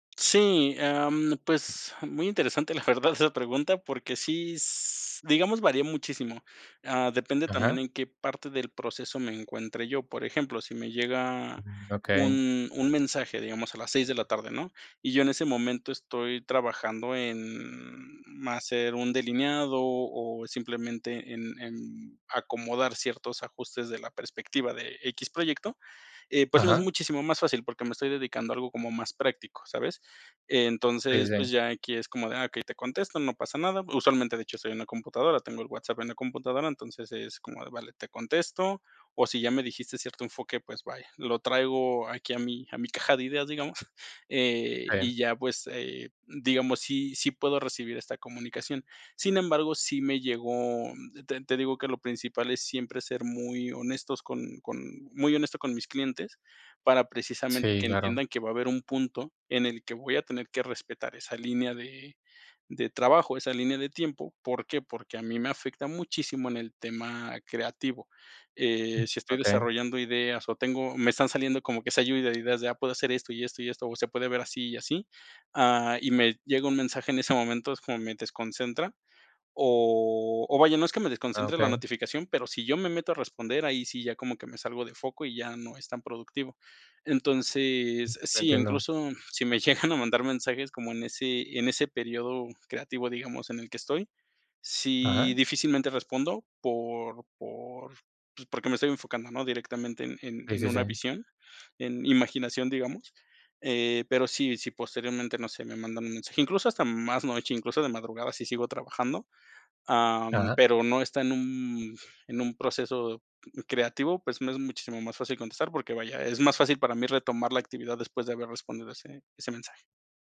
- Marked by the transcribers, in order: laughing while speaking: "la verdad"; other background noise; unintelligible speech; laughing while speaking: "llegan"
- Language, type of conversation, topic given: Spanish, podcast, ¿Qué trucos tienes para desconectar del celular después del trabajo?